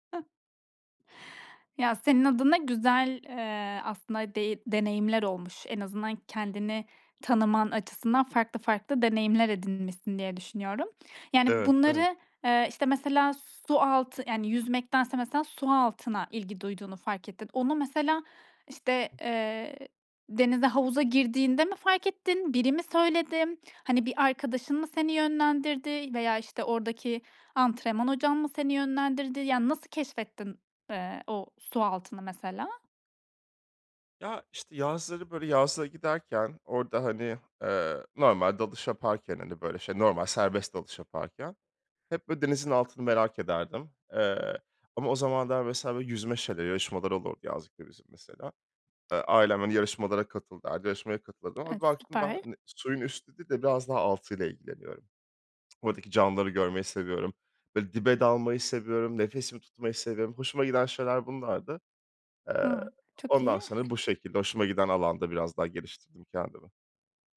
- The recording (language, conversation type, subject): Turkish, podcast, Kendini tanımaya nereden başladın?
- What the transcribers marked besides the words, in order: chuckle; other background noise; tapping; other noise